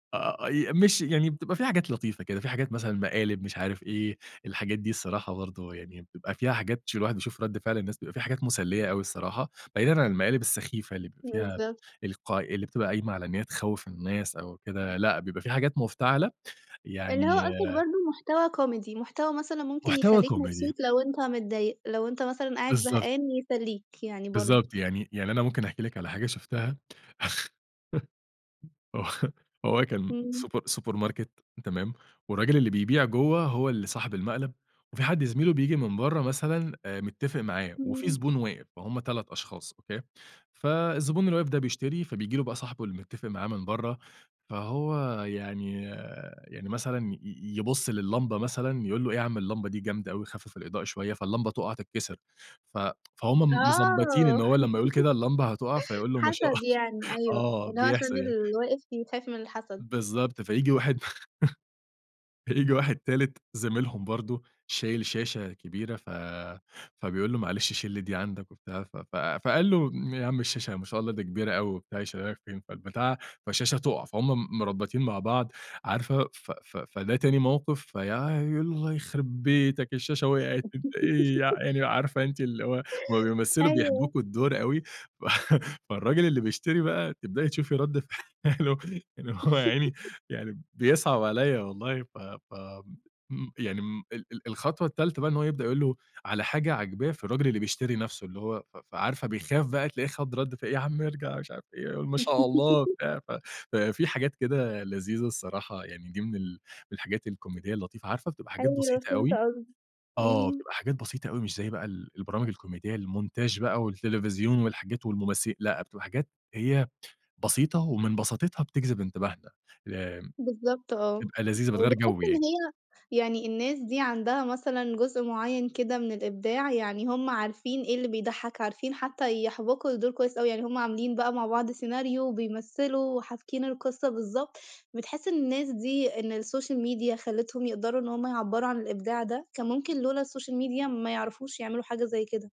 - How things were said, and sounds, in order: tapping; in English: "Comedy"; in English: "Comedy"; laugh; laughing while speaking: "آه"; in English: "super supermarket"; tsk; laugh; laughing while speaking: "ما شاء ال"; laugh; laughing while speaking: "فييجي"; laugh; laugh; laughing while speaking: "فعله إن هو يا عيني يعني"; laugh; laugh; in English: "الsocial media"; in English: "الsocial media"
- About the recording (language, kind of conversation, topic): Arabic, podcast, إزاي تفرّق بين المحتوى المفيد وتضييع الوقت؟